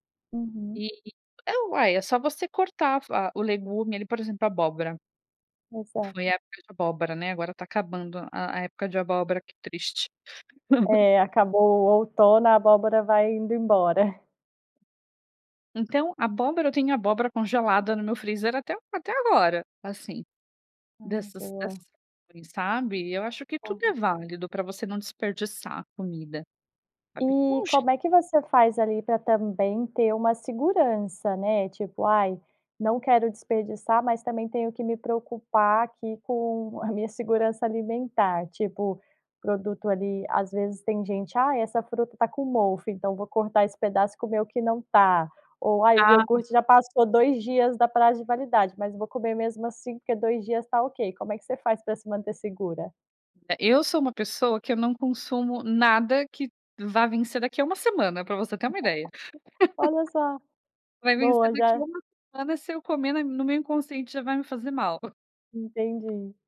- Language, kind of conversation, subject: Portuguese, podcast, Que dicas você dá para reduzir o desperdício de comida?
- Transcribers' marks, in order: chuckle; unintelligible speech; unintelligible speech; chuckle